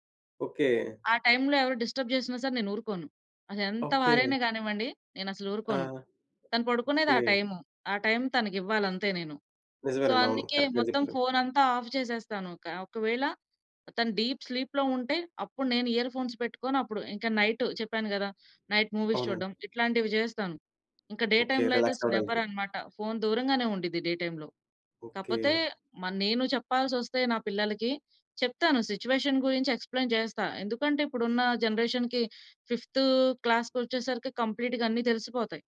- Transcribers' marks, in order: in English: "డిస్టర్బ్"; other background noise; in English: "సో"; in English: "కరెక్ట్‌గా"; in English: "ఆఫ్"; background speech; in English: "డీప్ స్లీప్‌లో"; in English: "ఇయర్ ఫోన్స్"; in English: "నైట్"; in English: "నైట్ మూవీస్"; in English: "డే టైమ్‌లో"; in English: "నెవర్"; in English: "రిలాక్స్"; in English: "డే టైమ్‌లో"; in English: "సిచ్యువేషన్"; in English: "ఎక్స్‌ప్లేన్"; in English: "జనరేషన్‌కి ఫిఫ్త్"; in English: "కంప్లీట్‌గా"
- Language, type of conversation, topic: Telugu, podcast, రాత్రి ఫోన్‌ను పడకగదిలో ఉంచుకోవడం గురించి మీ అభిప్రాయం ఏమిటి?